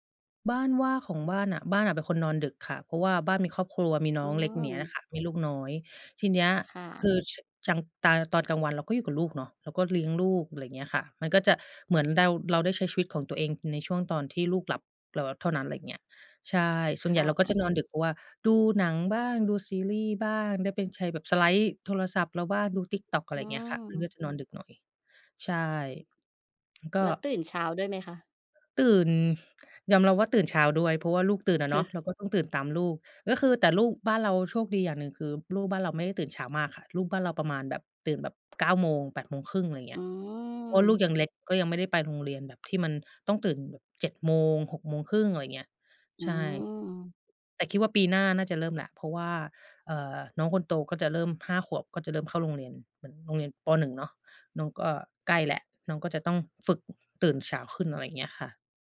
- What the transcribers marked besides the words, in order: drawn out: "อืม"; other background noise
- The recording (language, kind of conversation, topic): Thai, unstructured, ระหว่างการนอนดึกกับการตื่นเช้า คุณคิดว่าแบบไหนเหมาะกับคุณมากกว่ากัน?
- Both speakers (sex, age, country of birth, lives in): female, 30-34, Thailand, United States; female, 35-39, Thailand, Thailand